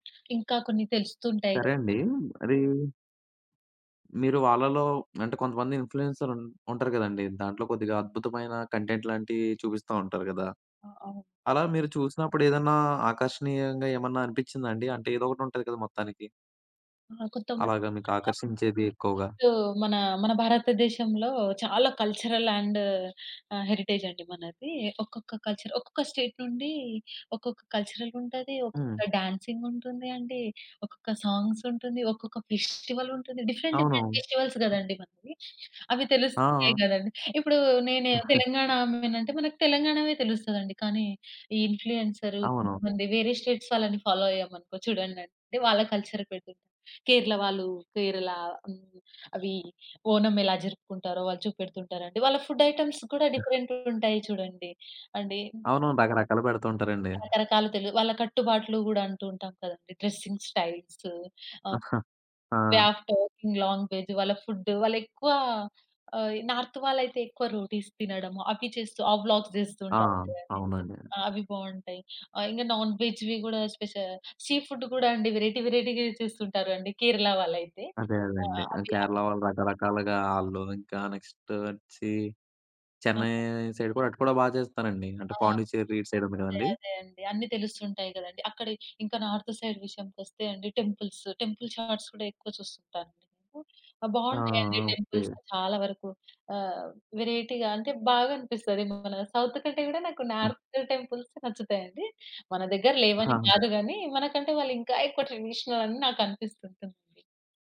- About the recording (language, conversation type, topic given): Telugu, podcast, మీరు సోషల్‌మీడియా ఇన్‌ఫ్లూఎన్సర్‌లను ఎందుకు అనుసరిస్తారు?
- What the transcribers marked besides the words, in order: unintelligible speech; in English: "ఇన్ఫ్లుయెన్సర్"; in English: "కంటెంట్"; unintelligible speech; in English: "కల్చరల్ అండ్"; in English: "హెరిటేజ్"; in English: "కల్చర్"; in English: "స్టేట్"; in English: "కల్చరల్"; in English: "డాన్సింగ్"; in English: "సాంగ్స్"; in English: "ఫెస్టివల్"; in English: "డిఫరెంట్ డిఫరెంట్ ఫెస్టివల్స్"; other background noise; chuckle; in English: "ఇన్ఫ్లుయెన్సర్"; in English: "స్టేట్స్"; in English: "ఫాలో"; in English: "కల్చర్"; in English: "ఫుడ్ ఐటెమ్స్"; other noise; in English: "డిఫరెంట్‌గా"; in English: "డ్రెసింగ్ స్టైల్స్"; in English: "వే ఆఫ్ టాకింగ్ లాంగ్వేజ్"; chuckle; in English: "ఫుడ్"; in English: "నార్త్"; in English: "రోటిస్"; in English: "వ్లాగ్స్"; in English: "నాన్‌వేజ్"; in English: "స్పెషల్‌గా సీ ఫుడ్"; in English: "వేరైటీ వేరైటీగా"; in English: "నెక్స్ట్"; in English: "సైడ్"; in English: "సైడ్"; in English: "నార్త్ సైడ్"; in English: "టెంపుల్స్. టెంపుల్ షార్ట్స్"; in English: "టెంపుల్స్"; in English: "వేరైటీగా"; in English: "సౌత్"; in English: "నార్త్"; in English: "ట్రెడిషనల్"